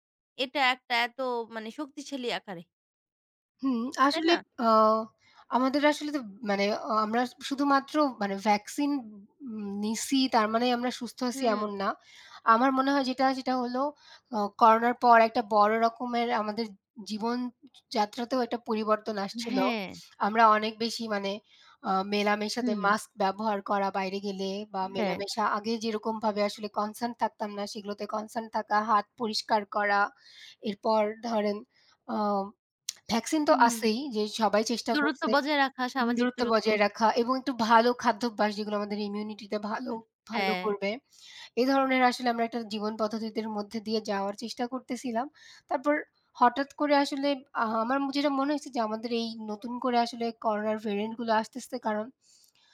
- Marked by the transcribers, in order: other background noise; unintelligible speech; unintelligible speech
- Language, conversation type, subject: Bengali, unstructured, সাম্প্রতিক সময়ে করোনা ভ্যাকসিন সম্পর্কে কোন তথ্য আপনাকে সবচেয়ে বেশি অবাক করেছে?